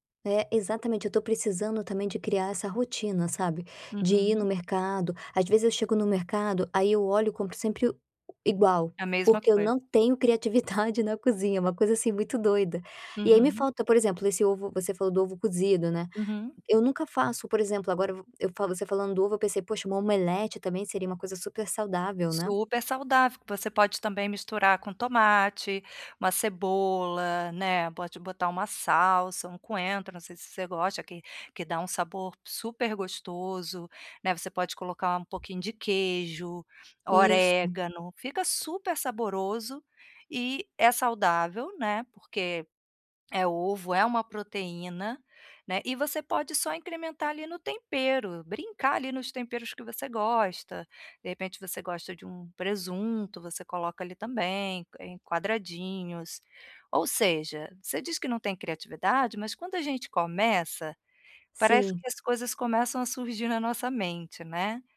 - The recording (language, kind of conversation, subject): Portuguese, advice, Como posso comer de forma mais saudável sem gastar muito?
- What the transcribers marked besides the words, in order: tapping; laughing while speaking: "criatividade"